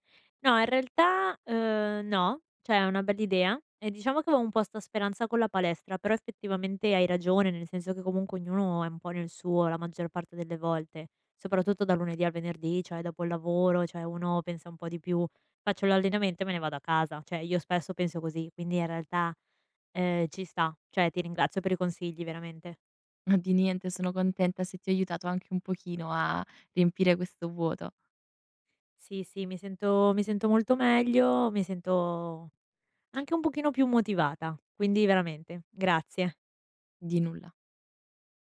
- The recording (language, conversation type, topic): Italian, advice, Come posso gestire l’allontanamento dalla mia cerchia di amici dopo un trasferimento?
- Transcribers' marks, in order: "cioè" said as "ceh"; "avevo" said as "aveo"; "Cioè" said as "ceh"; "cioè" said as "ceh"